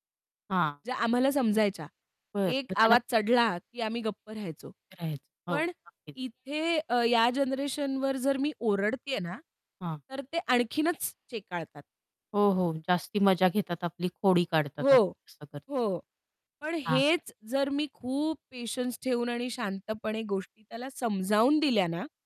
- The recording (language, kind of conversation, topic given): Marathi, podcast, मुलं वाढवण्याच्या पद्धती पिढीनुसार कशा बदलतात?
- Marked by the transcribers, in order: static; other background noise; distorted speech